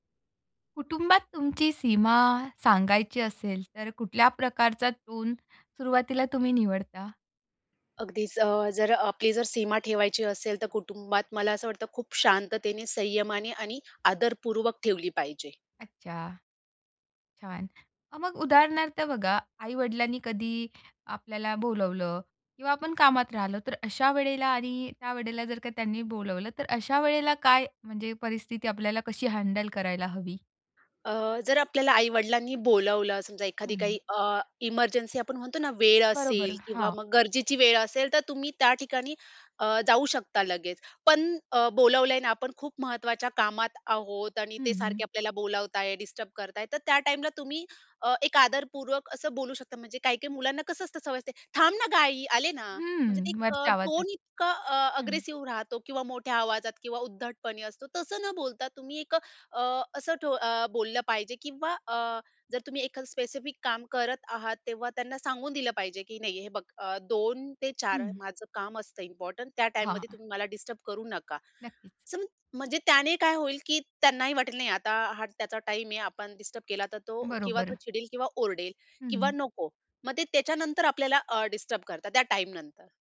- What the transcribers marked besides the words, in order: other noise; in English: "हँडल"; other background noise; put-on voice: "थांब ना ग आई आले ना"; in English: "अग्रेसिव्ह"; in English: "इम्पोर्टंट"
- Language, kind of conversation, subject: Marathi, podcast, कुटुंबाला तुमच्या मर्यादा स्वीकारायला मदत करण्यासाठी तुम्ही काय कराल?